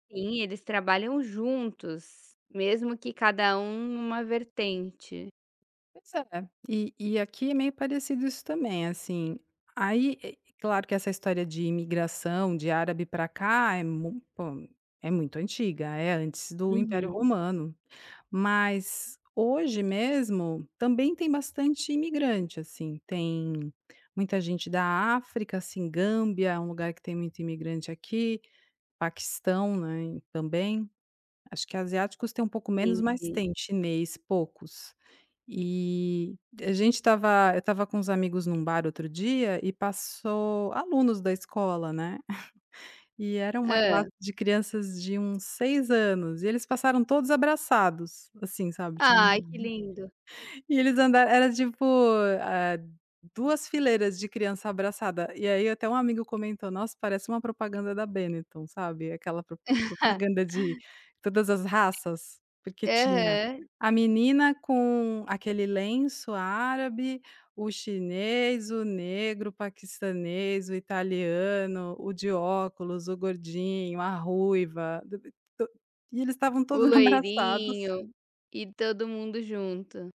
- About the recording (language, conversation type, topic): Portuguese, podcast, Como a cidade onde você mora reflete a diversidade cultural?
- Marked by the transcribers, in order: unintelligible speech; giggle; unintelligible speech; laugh; laugh; other noise; laughing while speaking: "abraçados"